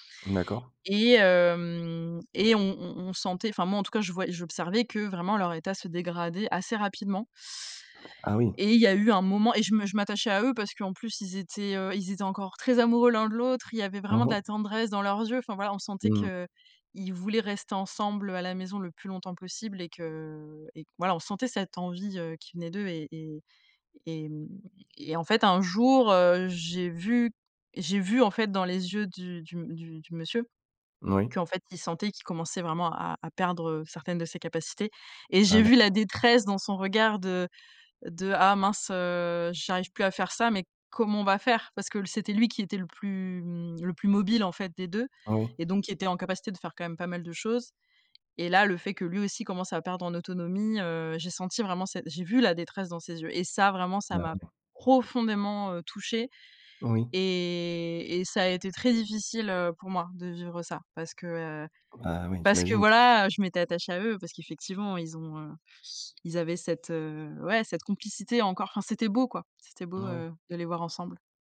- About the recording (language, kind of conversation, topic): French, podcast, Comment est-ce qu’on aide un parent qui vieillit, selon toi ?
- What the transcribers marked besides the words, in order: tapping; stressed: "profondément"